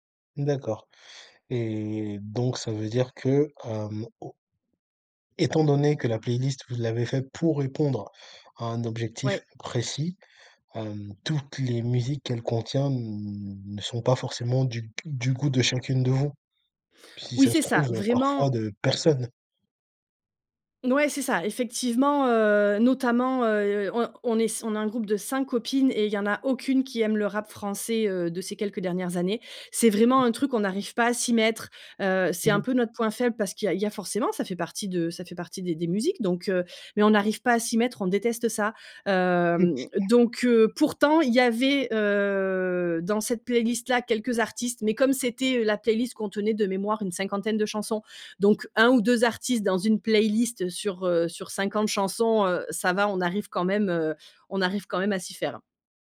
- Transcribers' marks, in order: drawn out: "n"; tapping; stressed: "personne"; other background noise; drawn out: "heu"
- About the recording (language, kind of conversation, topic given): French, podcast, Raconte un moment où une playlist a tout changé pour un groupe d’amis ?